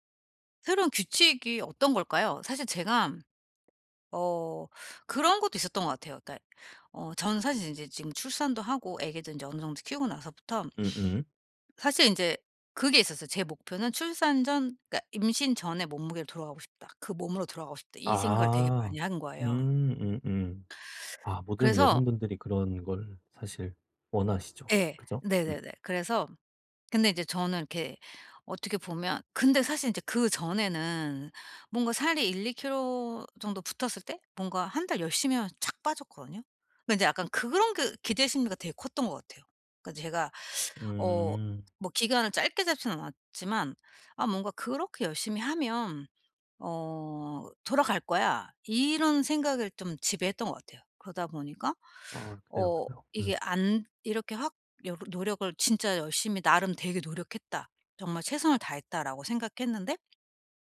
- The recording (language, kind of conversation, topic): Korean, advice, 동기부여가 떨어질 때도 운동을 꾸준히 이어가기 위한 전략은 무엇인가요?
- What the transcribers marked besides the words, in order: tapping; other background noise